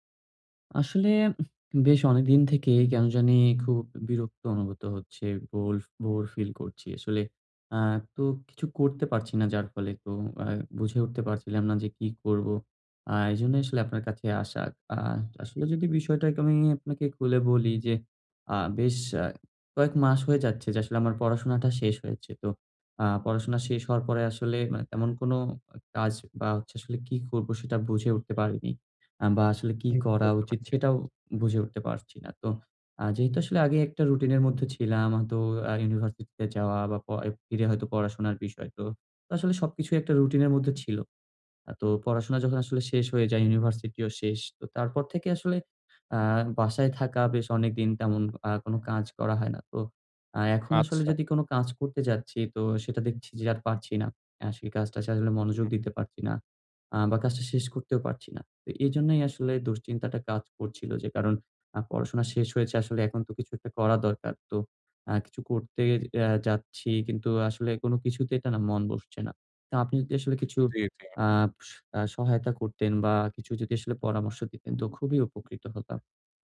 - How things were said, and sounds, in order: other noise
- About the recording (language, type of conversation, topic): Bengali, advice, বোর হয়ে গেলে কীভাবে মনোযোগ ফিরে আনবেন?